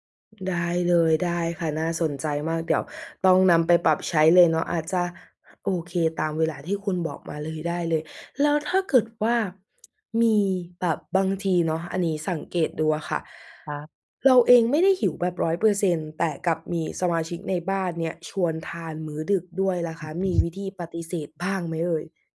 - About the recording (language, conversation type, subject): Thai, advice, พยายามกินอาหารเพื่อสุขภาพแต่หิวตอนกลางคืนและมักหยิบของกินง่าย ๆ ควรทำอย่างไร
- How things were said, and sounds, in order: tsk; chuckle; other background noise